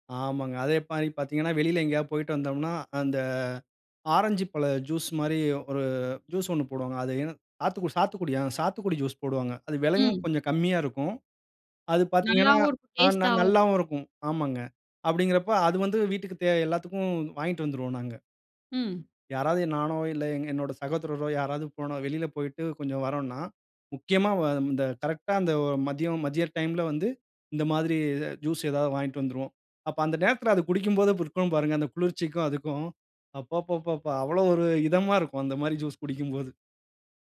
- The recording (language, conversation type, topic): Tamil, podcast, குடும்பத்துடன் பருவ மாற்றங்களை நீங்கள் எப்படி அனுபவிக்கிறீர்கள்?
- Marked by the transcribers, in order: joyful: "அப்ப அந்த நேரத்தில அத குடிக்கும்போது … மாரி ஜூஸ் குடிக்கும்போது"; drawn out: "அப்பப்பப்பா"